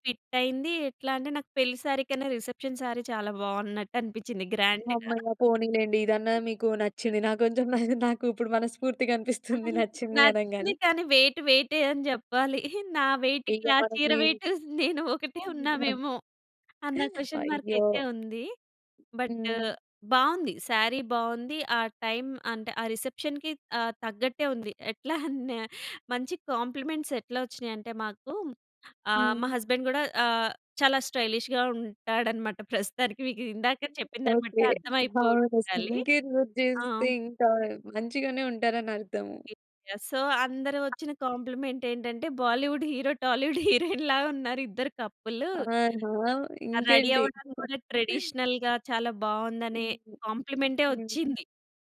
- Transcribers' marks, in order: in English: "ఫిట్"; in English: "సారీ"; in English: "రిసెప్షన్ సారీ"; in English: "గ్రాండ్‌గా"; other background noise; laughing while speaking: "కొంచెం నాయ్ నాకు ఇప్పుడు మనస్ఫూర్తి‌గా అనిపిస్తుంది. నచ్చింది అనంగానే"; chuckle; in English: "వెయిట్"; laughing while speaking: "నా వెయిట్‌కి ఆ చీర వెయిటు, నేను ఒకటే ఉన్నామేమో"; in English: "వెయిట్‌కి"; other noise; in English: "క్వషన్ మార్క్"; in English: "బట్"; in English: "సారీ"; in English: "టైం"; in English: "రిసెప్షన్‌కి"; giggle; in English: "కాంప్లిమెంట్స్"; in English: "హస్బెండ్"; in English: "స్టైలిష్‌గా"; in English: "స్కిన్ కేర్"; in English: "సో"; in English: "కాంప్లిమెంట్"; in English: "బాలీవుడ్ హీరో, టాలీవుడ్ హీరోయిన్"; laughing while speaking: "లాగా ఉన్నారు ఇద్దరు కప్పులు"; in English: "రెడీ"; in English: "ట్రెడిషనల్‌గా"
- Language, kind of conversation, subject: Telugu, podcast, వివాహ వేడుకల కోసం మీరు ఎలా సిద్ధమవుతారు?